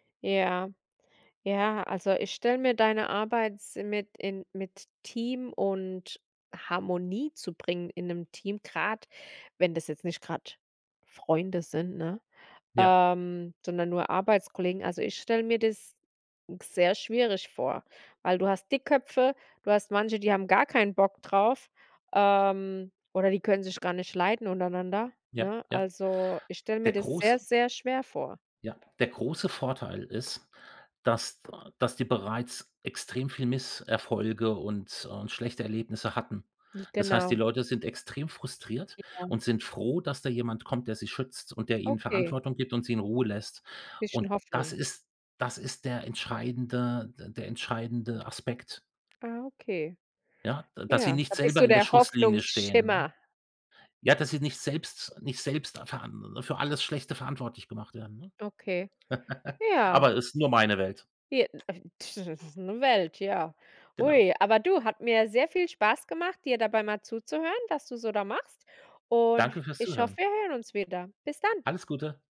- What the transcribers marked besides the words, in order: tapping; other background noise; stressed: "Hoffnungsschimmer"; laugh; other noise
- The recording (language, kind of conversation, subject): German, podcast, Wie löst du Konflikte im Team?